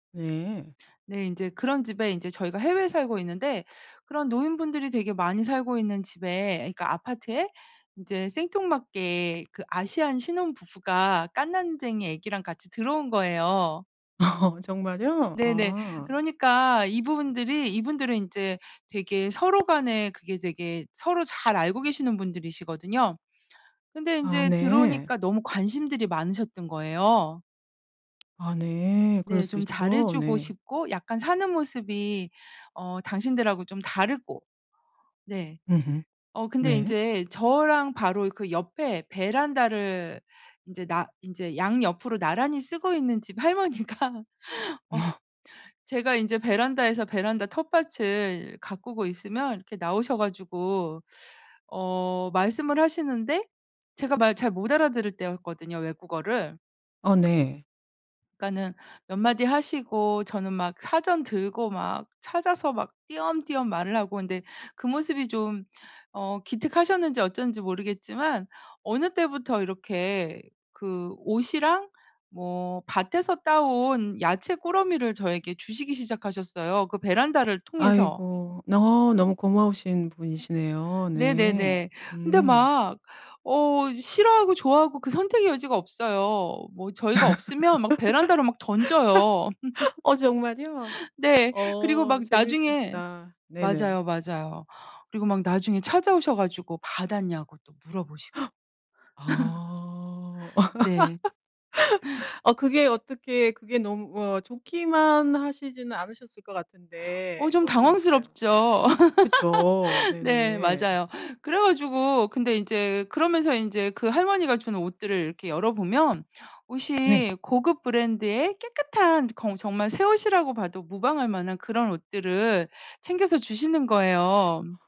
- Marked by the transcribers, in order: tapping; other background noise; laughing while speaking: "할머니가 어"; laugh; laugh; laughing while speaking: "어 정말이요?"; laugh; gasp; laugh; laugh; laugh
- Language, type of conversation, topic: Korean, podcast, 중고 옷이나 빈티지 옷을 즐겨 입으시나요? 그 이유는 무엇인가요?